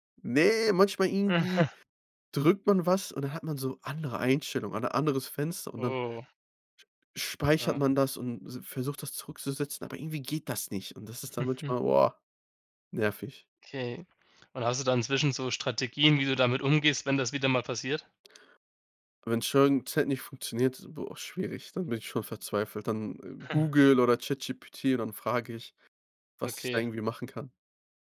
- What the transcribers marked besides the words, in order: chuckle; chuckle; chuckle
- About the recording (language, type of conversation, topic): German, podcast, Welche Rolle spielen Fehler in deinem Lernprozess?